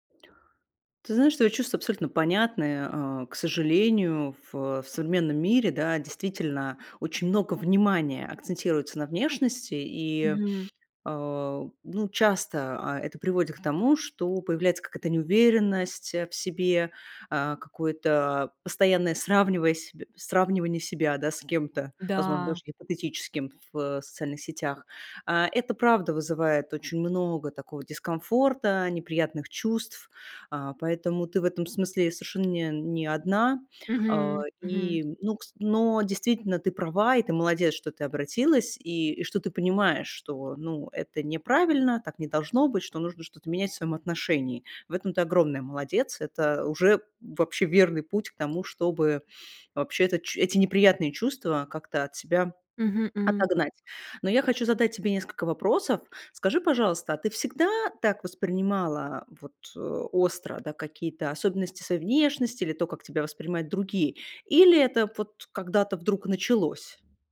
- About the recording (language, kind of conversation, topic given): Russian, advice, Как низкая самооценка из-за внешности влияет на вашу жизнь?
- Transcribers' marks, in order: other background noise